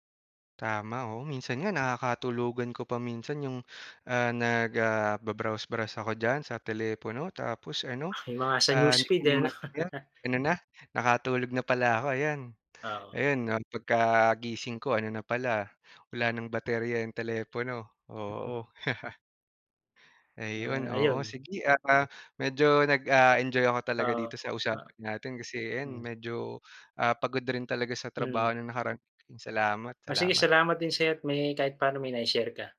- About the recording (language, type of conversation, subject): Filipino, unstructured, Paano mo nilalabanan ang pakiramdam ng matinding pagod o pagkaubos ng lakas?
- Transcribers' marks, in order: other noise; laugh; unintelligible speech; unintelligible speech; chuckle